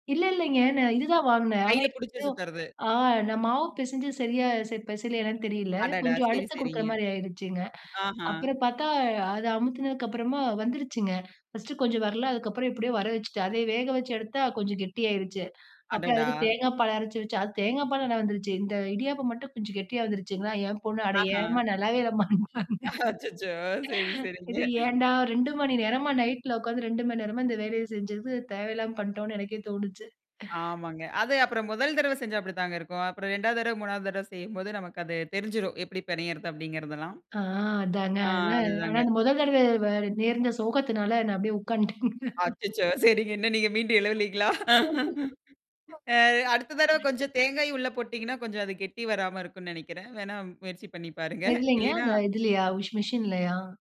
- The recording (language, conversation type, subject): Tamil, podcast, வீட்டில் பிறருடன் பகிர்வதற்காக சமையல் செய்யும்போது எந்த வகை உணவுகள் சிறந்தவை?
- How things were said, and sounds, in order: unintelligible speech; in English: "ஃபர்ஸ்ட்டு"; laughing while speaking: "அச்சச்சோ! சரி, சரிங்க"; laughing while speaking: "இல்லம்மானாங்க. இது ஏன்டா!"; laughing while speaking: "எனக்கே தோணுச்சு"; laughing while speaking: "உட்கார்ந்துட்டேங்க"; laughing while speaking: "சரிங்க. இன்னும் நீங்க மீண்டும் எழுலீங்களா?"; other background noise; unintelligible speech; other noise; laugh; "வேணும்னா" said as "வேனா"